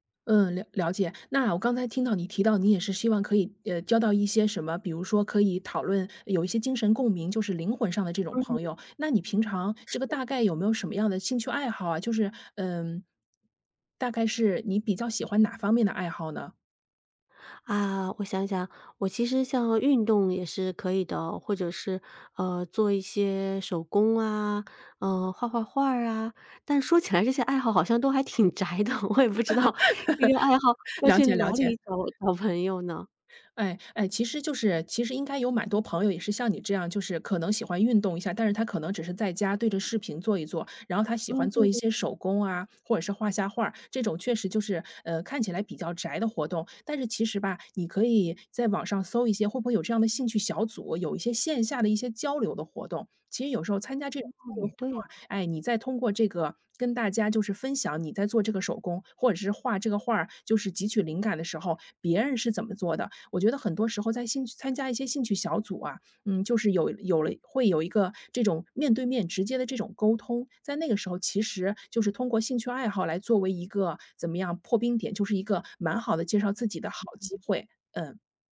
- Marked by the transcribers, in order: laughing while speaking: "挺宅的，我也不知道"; laugh; laughing while speaking: "朋"
- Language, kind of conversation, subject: Chinese, advice, 我在重建社交圈时遇到困难，不知道该如何结交新朋友？